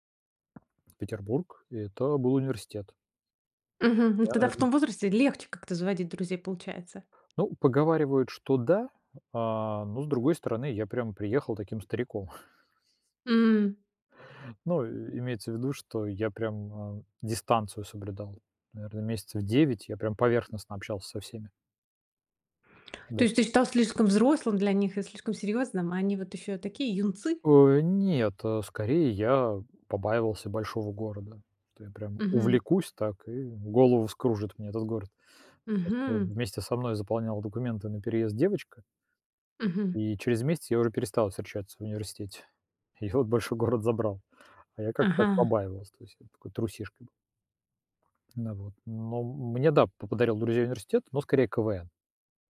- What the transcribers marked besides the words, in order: tapping; other background noise; chuckle; "стал" said as "щтал"; laughing while speaking: "Её большой город забрал"
- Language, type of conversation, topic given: Russian, podcast, Как вы заводите друзей в новой среде?